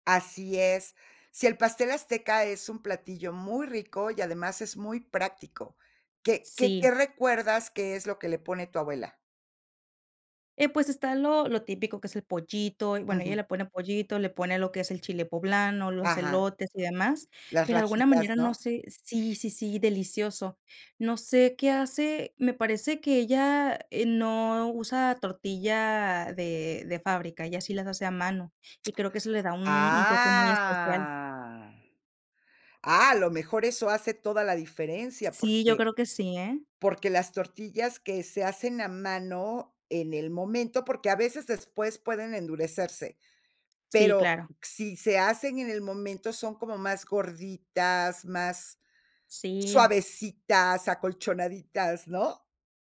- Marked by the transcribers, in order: drawn out: "Ah"; other background noise
- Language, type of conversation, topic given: Spanish, podcast, ¿Qué plato te gustaría aprender a preparar ahora?